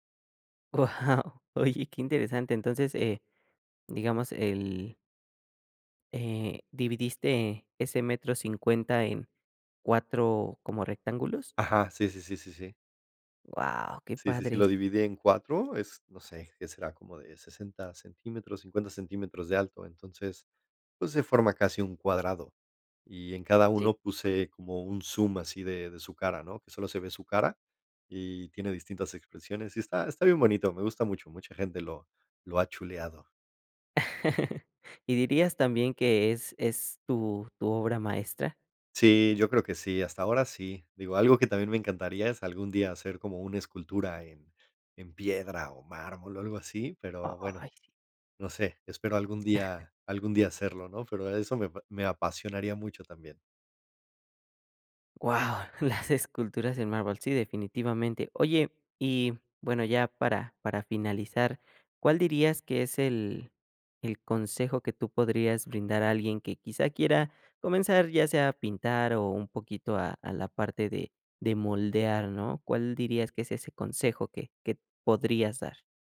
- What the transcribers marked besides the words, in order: laughing while speaking: "Wao, oye qué interesante"; laugh; chuckle
- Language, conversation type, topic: Spanish, podcast, ¿Qué rutinas te ayudan a ser más creativo?